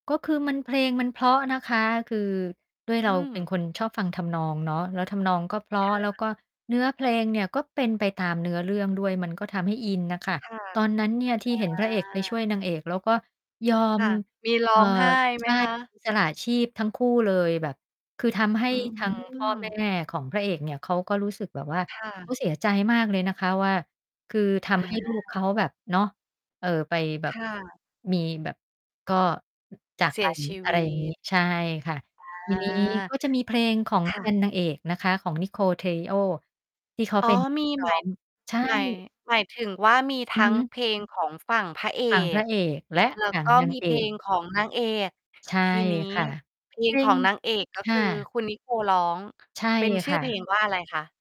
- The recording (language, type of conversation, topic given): Thai, podcast, เพลงประกอบภาพยนตร์มีผลต่ออารมณ์ของคุณอย่างไร?
- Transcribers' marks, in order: distorted speech; drawn out: "อา"; other background noise